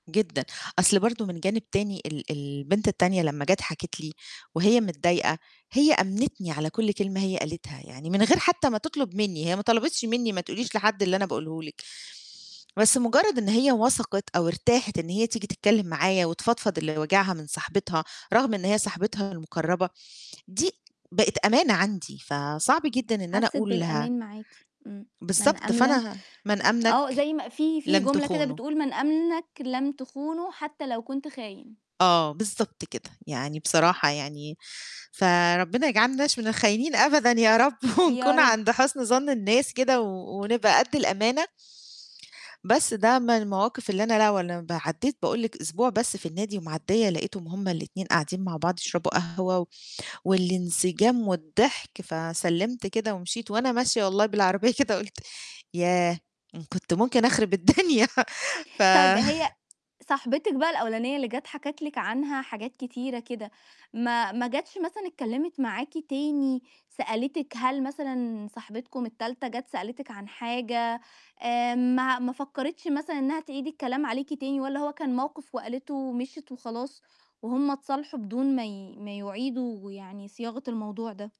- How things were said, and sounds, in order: distorted speech; chuckle; other noise; laughing while speaking: "كده"; laughing while speaking: "أخرب الدنيا ف"; laugh
- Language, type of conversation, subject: Arabic, podcast, إزاي بتقرر إمتى تقول الحقيقة وإمتى تسكت؟